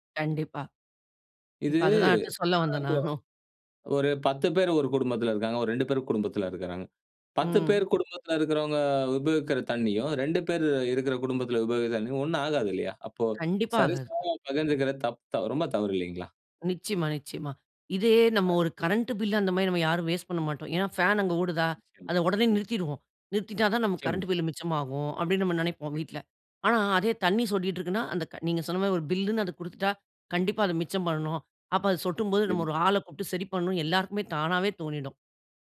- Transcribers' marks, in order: other background noise; unintelligible speech; other noise
- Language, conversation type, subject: Tamil, podcast, நாம் எல்லோரும் நீரை எப்படி மிச்சப்படுத்தலாம்?